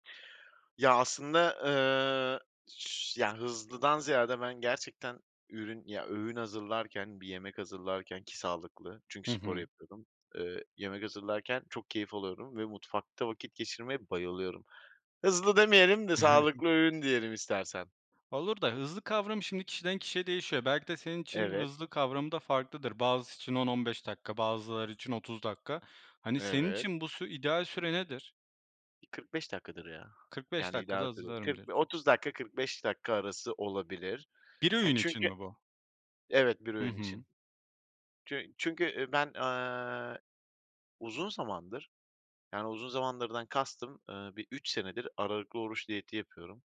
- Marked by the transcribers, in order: chuckle
- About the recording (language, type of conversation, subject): Turkish, podcast, Hızlı ve sağlıklı bir öğün hazırlarken neye öncelik verirsiniz?